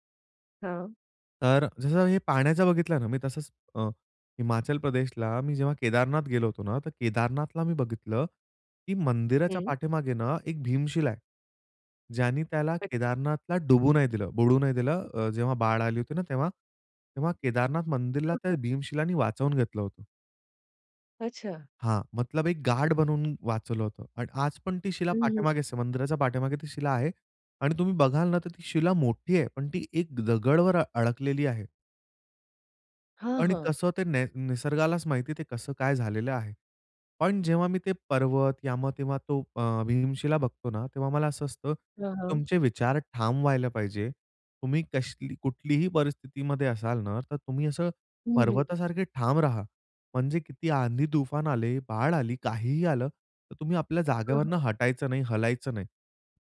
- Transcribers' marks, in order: tapping
- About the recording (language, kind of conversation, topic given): Marathi, podcast, निसर्गातल्या एखाद्या छोट्या शोधामुळे तुझ्यात कोणता बदल झाला?
- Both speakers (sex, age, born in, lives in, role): female, 40-44, India, India, host; male, 25-29, India, India, guest